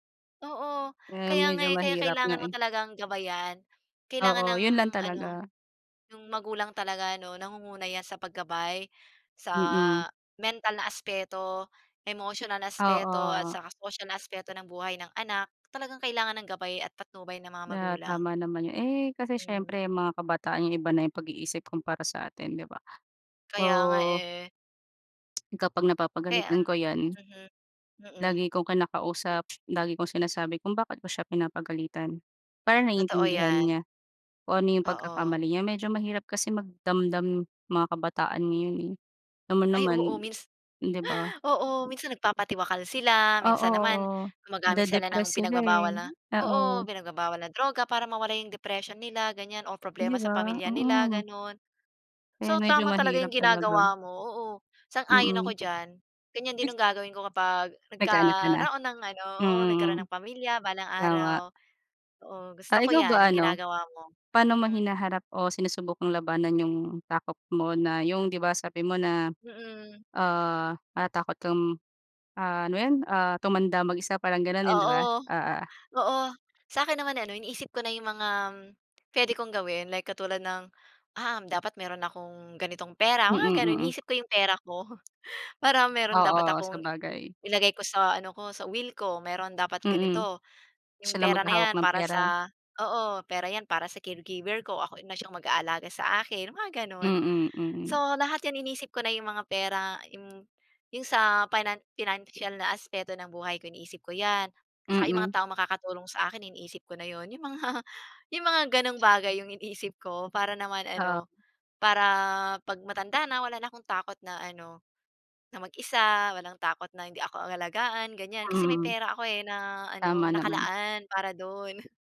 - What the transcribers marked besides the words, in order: other background noise; fan; background speech; "mga" said as "mgam"; wind
- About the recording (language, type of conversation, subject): Filipino, unstructured, Ano ang pinakakinatatakutan mong mangyari sa kinabukasan mo?